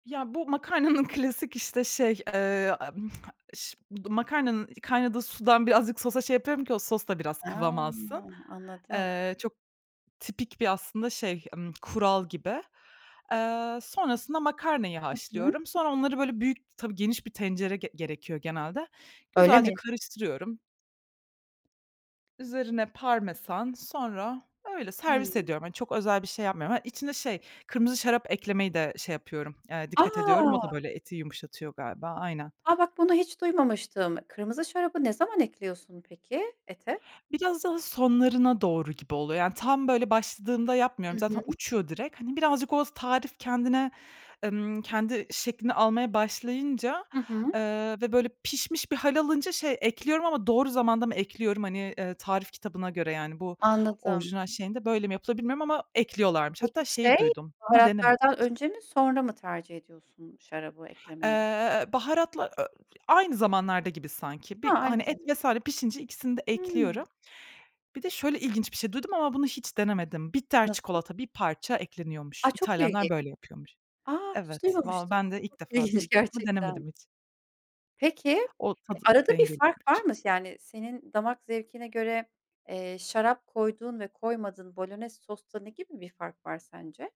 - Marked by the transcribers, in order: other background noise
- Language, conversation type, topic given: Turkish, podcast, En sevdiğin ev yemeği hangisi ve onu nasıl yaparsın?